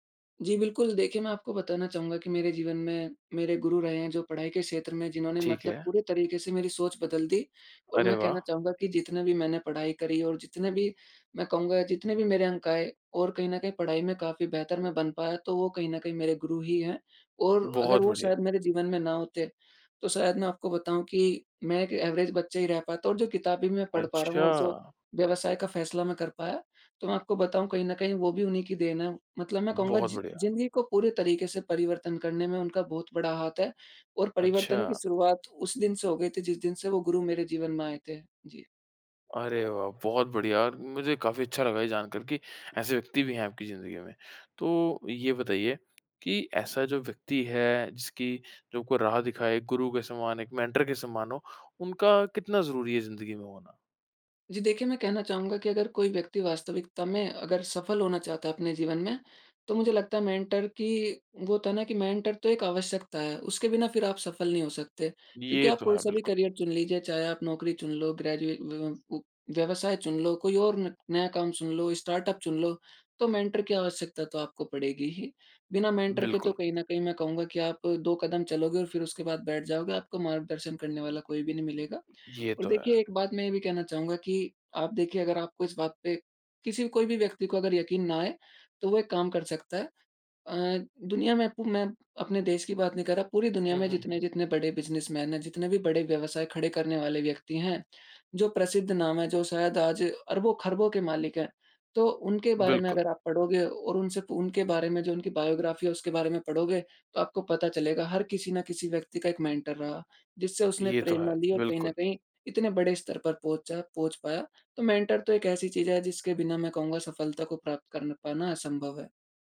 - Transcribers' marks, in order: in English: "एवरेज़"; in English: "मेंटर"; in English: "मेंटर"; in English: "मेंटर"; in English: "मेंटर"; in English: "मेंटर"; in English: "बिजनेसमैन"; in English: "बायोग्राफ़ी"; in English: "मेंटर"; in English: "मेंटर"
- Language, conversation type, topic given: Hindi, podcast, किस किताब या व्यक्ति ने आपकी सोच बदल दी?